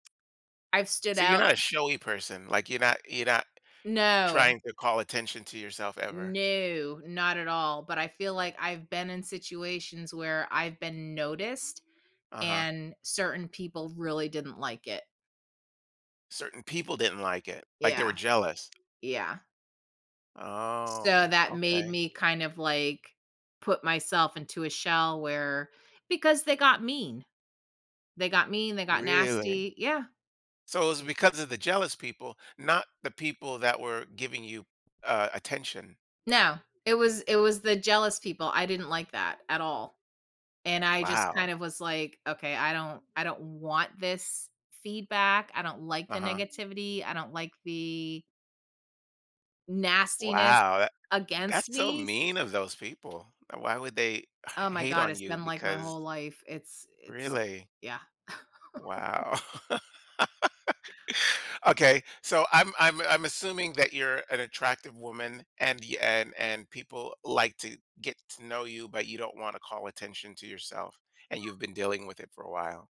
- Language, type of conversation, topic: English, unstructured, How does where you live affect your sense of identity and happiness?
- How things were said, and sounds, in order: other background noise; drawn out: "Oh"; stressed: "want"; laugh; chuckle